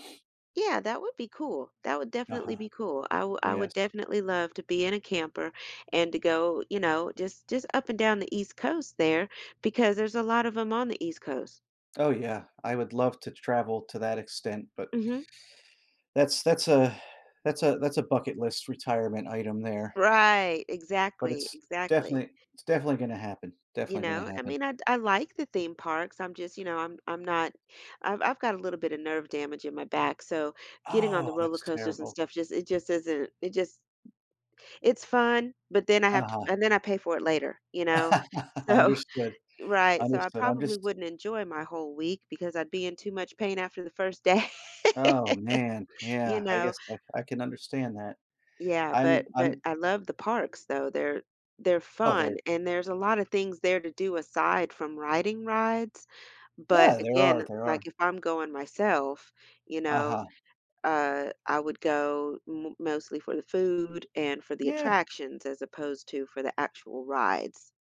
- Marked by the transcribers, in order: inhale; exhale; tapping; other background noise; laugh; laughing while speaking: "So"; laughing while speaking: "day"; laugh
- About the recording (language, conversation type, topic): English, unstructured, How would you spend a week with unlimited parks and museums access?